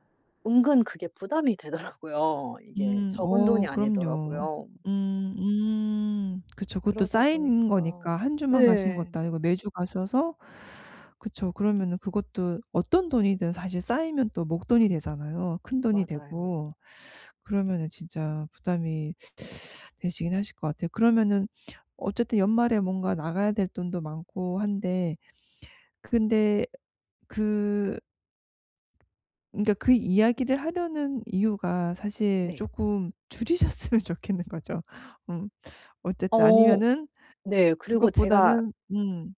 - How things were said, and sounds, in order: laughing while speaking: "되더라고요"; other background noise; teeth sucking; laughing while speaking: "줄이셨으면 좋겠는 거죠?"
- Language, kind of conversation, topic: Korean, advice, 가족과 돈 문제를 어떻게 하면 편하게 이야기할 수 있을까요?